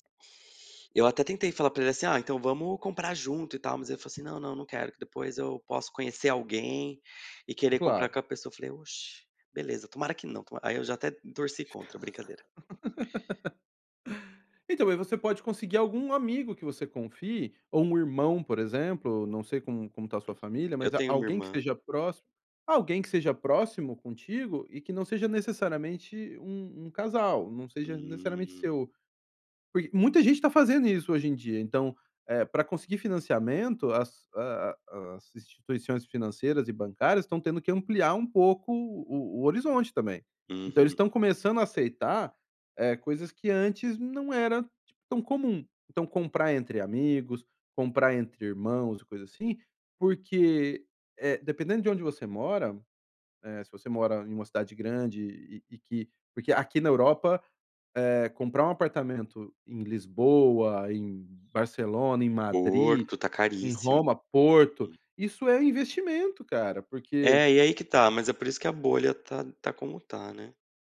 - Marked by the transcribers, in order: laugh; tapping
- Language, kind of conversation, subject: Portuguese, advice, Como você lida com a ansiedade ao abrir faturas e contas no fim do mês?